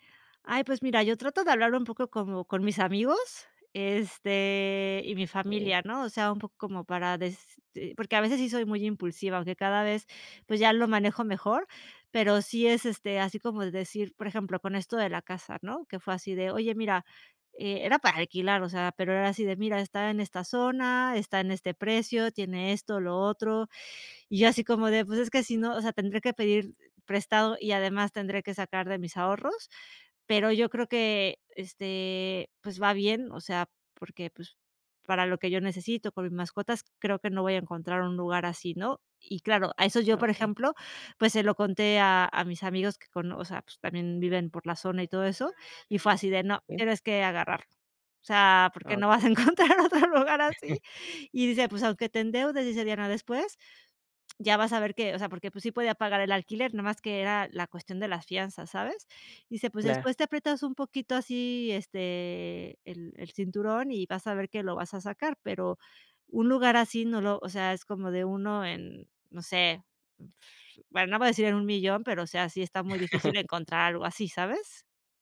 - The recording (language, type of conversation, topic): Spanish, podcast, ¿Cómo decides entre disfrutar hoy o ahorrar para el futuro?
- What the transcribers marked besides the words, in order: tapping; other background noise; laughing while speaking: "encontrar otro lugar así"; chuckle; chuckle